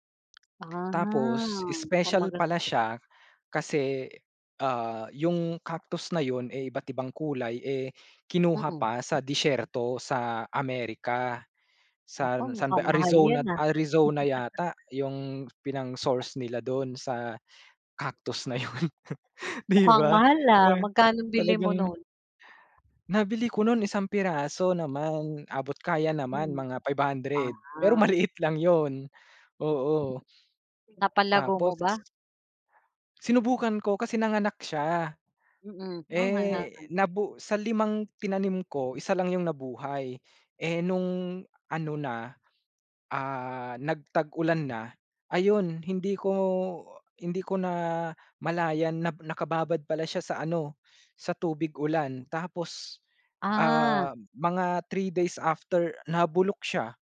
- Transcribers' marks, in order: chuckle
- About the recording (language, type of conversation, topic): Filipino, unstructured, Ano ang pinakanakakatuwang kuwento mo habang ginagawa ang hilig mo?